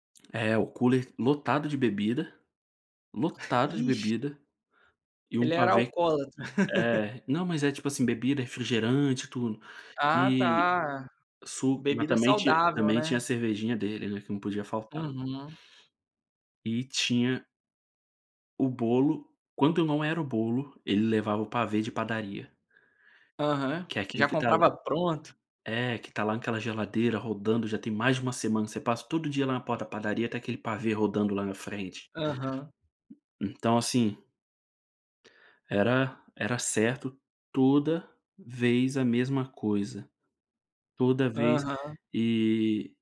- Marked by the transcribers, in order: in English: "cooler"; chuckle; laugh; tapping; other noise
- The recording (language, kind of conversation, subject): Portuguese, podcast, Existe alguma tradição que você gostaria de passar para a próxima geração?